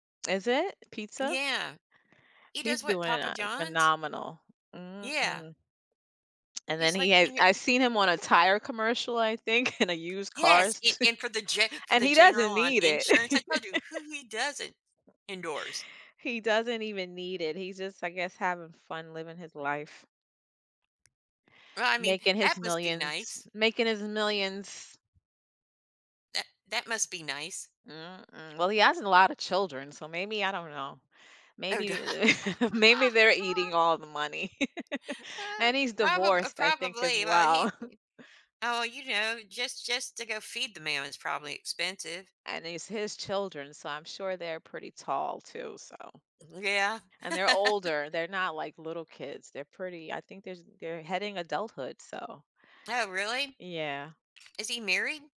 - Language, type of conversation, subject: English, unstructured, How do celebrity endorsements impact the way we value work and influence in society?
- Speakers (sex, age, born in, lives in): female, 40-44, United States, United States; female, 55-59, United States, United States
- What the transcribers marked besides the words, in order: tapping; other background noise; laughing while speaking: "think"; laughing while speaking: "cars"; laugh; laugh; chuckle; laugh